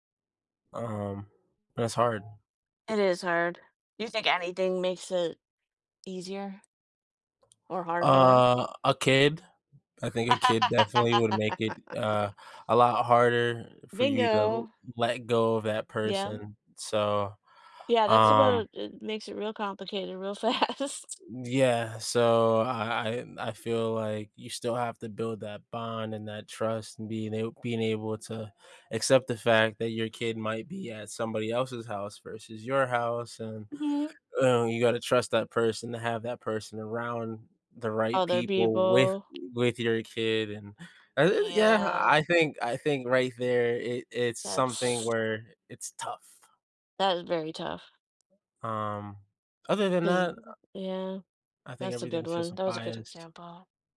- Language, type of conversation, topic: English, unstructured, What steps are most important when trying to rebuild trust in a relationship?
- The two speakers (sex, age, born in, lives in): female, 50-54, United States, United States; male, 30-34, United States, United States
- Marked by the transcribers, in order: other background noise; tapping; laugh; laughing while speaking: "fast"; stressed: "with"